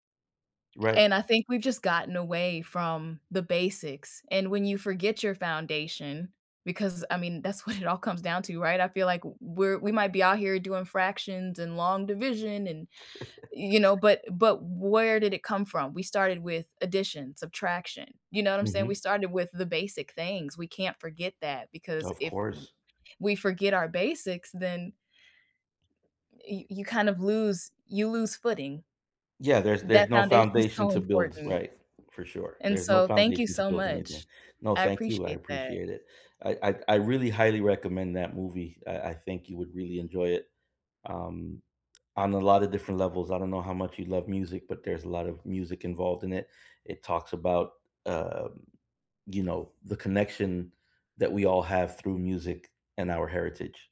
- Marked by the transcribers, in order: laughing while speaking: "what"; chuckle
- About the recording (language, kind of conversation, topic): English, unstructured, Why do historical injustices still cause strong emotions?
- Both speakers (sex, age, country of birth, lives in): female, 35-39, United States, United States; male, 40-44, Puerto Rico, United States